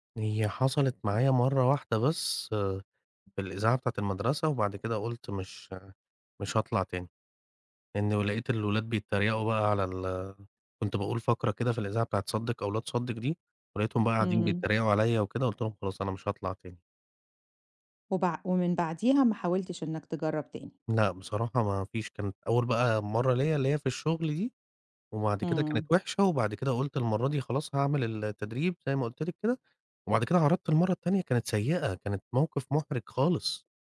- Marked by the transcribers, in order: other noise; tapping
- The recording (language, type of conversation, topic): Arabic, advice, إزاي أقدر أتغلب على خوفي من الكلام قدام ناس في الشغل؟